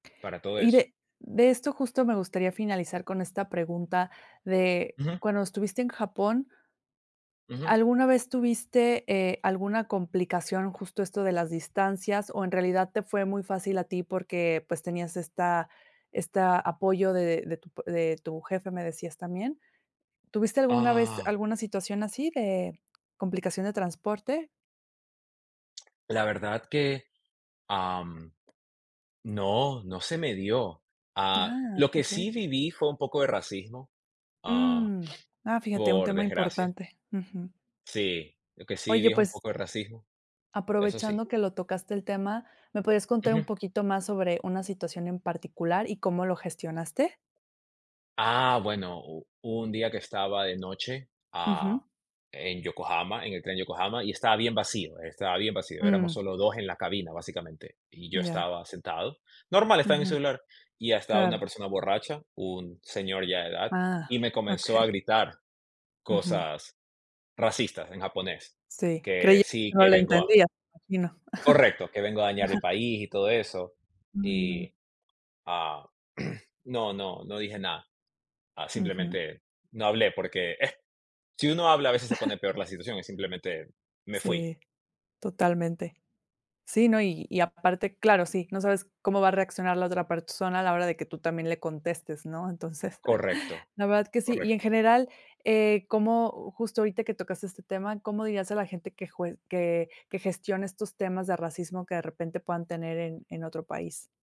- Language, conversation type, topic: Spanish, podcast, ¿Cómo afrontas la idea de mudarte al extranjero?
- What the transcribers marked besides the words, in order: tapping; breath; laughing while speaking: "okey"; chuckle; throat clearing; chuckle; chuckle